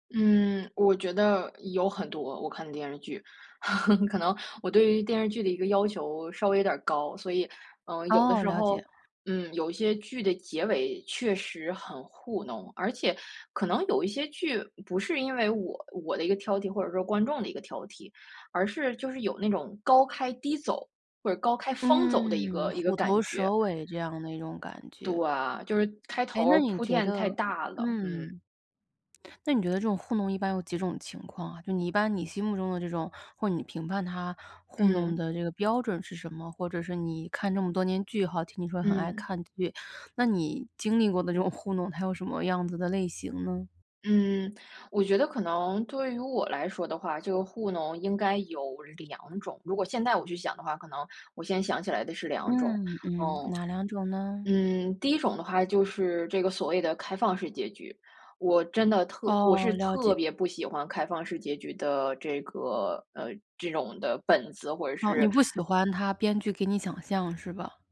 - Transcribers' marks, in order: chuckle; other background noise; laughing while speaking: "这种糊弄"
- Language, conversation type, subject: Chinese, podcast, 你觉得这部剧的结局是在敷衍观众吗？